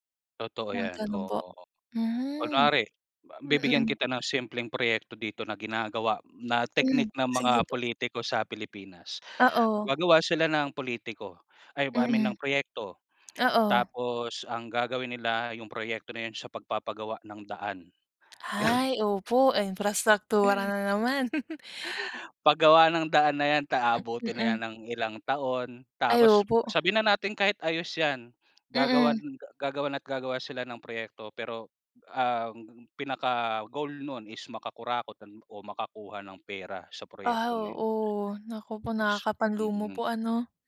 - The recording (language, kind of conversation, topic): Filipino, unstructured, Ano ang opinyon mo tungkol sa patas na pamamahagi ng yaman sa bansa?
- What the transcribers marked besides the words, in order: tapping; sigh; chuckle; hiccup; "makakurakot do'n" said as "makakurakutan"; other background noise